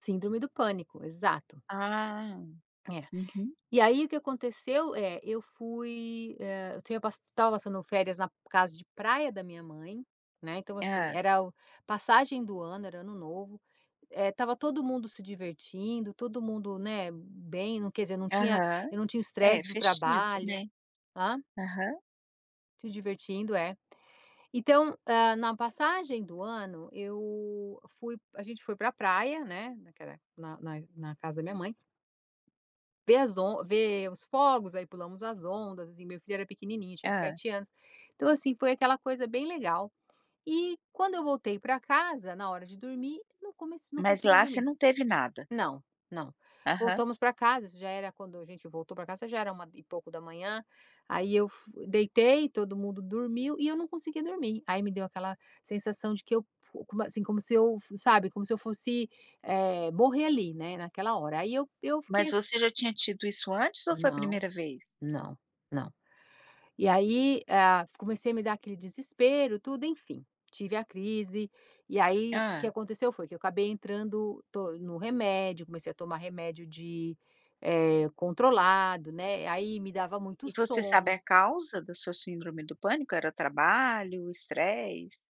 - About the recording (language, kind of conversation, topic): Portuguese, podcast, Como a natureza pode ajudar você a lidar com a ansiedade?
- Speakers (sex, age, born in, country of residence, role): female, 50-54, United States, United States, guest; female, 55-59, Brazil, United States, host
- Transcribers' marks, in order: tapping; in English: "stress?"